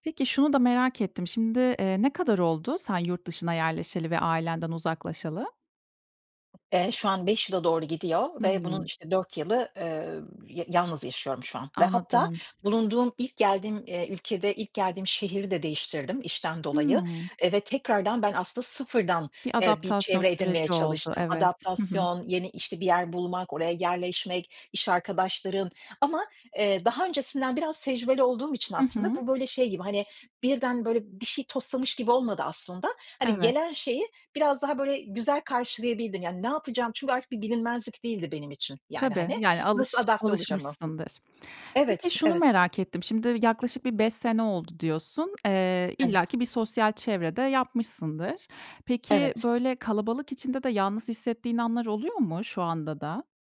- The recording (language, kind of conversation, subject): Turkish, podcast, Yalnızlıkla başa çıkmak için ne önerirsin?
- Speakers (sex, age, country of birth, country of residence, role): female, 30-34, Turkey, Germany, host; female, 45-49, Turkey, Ireland, guest
- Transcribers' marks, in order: other background noise